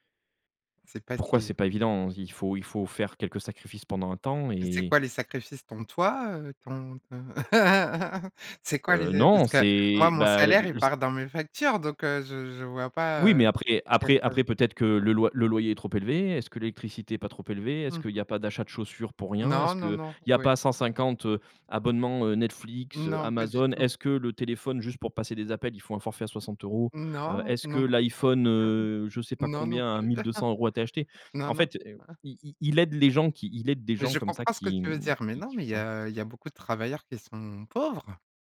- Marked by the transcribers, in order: other background noise; laugh; drawn out: "heu"; laugh
- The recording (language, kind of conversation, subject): French, podcast, Comment choisis-tu honnêtement entre la sécurité et la passion ?